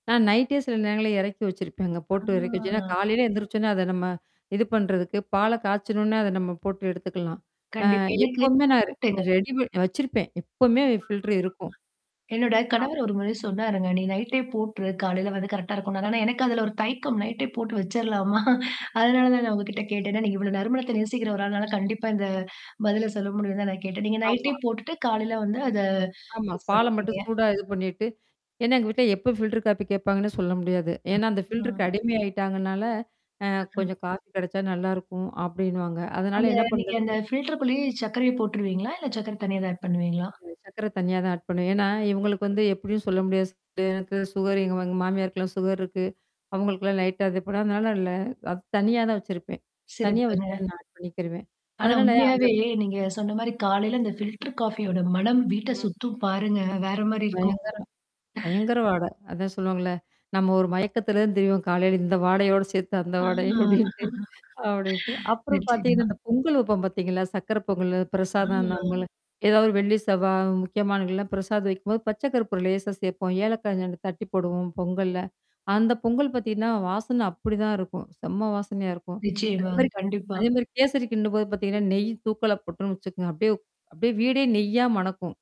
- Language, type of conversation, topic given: Tamil, podcast, வீட்டின் நறுமணம் உங்களுக்கு எவ்வளவு முக்கியமாக இருக்கிறது?
- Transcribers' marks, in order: static; drawn out: "ஆ"; distorted speech; in English: "ஃபில்டர்"; unintelligible speech; tapping; in English: "கரெக்டா"; laughing while speaking: "வச்சர்லாமா"; in English: "ஃபில்டர்"; in English: "ஃபில்டர்"; chuckle; in English: "ஃபில்டர்"; other noise; in English: "ஆட்"; other background noise; in English: "ஃபில்டர்"; laugh; chuckle; unintelligible speech